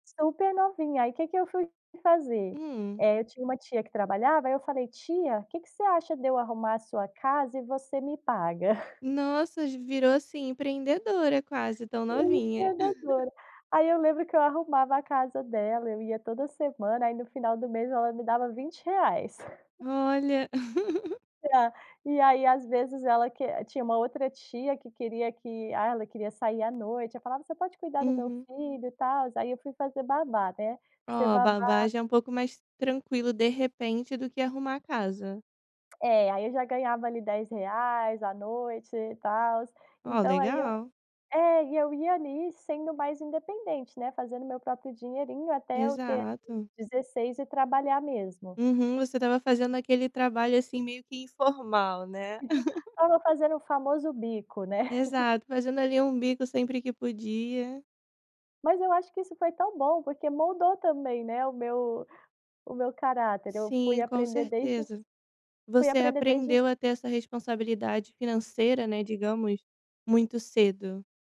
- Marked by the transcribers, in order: chuckle; other background noise; chuckle; chuckle; chuckle; chuckle; tapping
- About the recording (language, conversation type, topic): Portuguese, podcast, Como equilibrar o apoio financeiro e a autonomia dos filhos adultos?